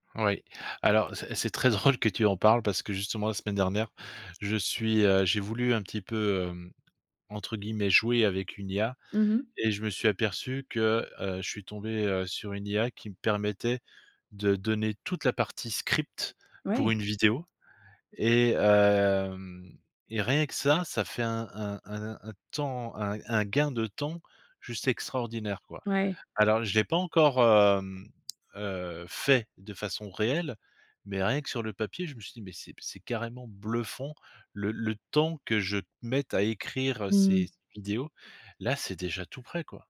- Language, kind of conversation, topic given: French, advice, Comment éviter de s’épuiser à vouloir tout faire soi-même sans déléguer ?
- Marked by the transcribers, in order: laughing while speaking: "drôle"; stressed: "script"; stressed: "fait"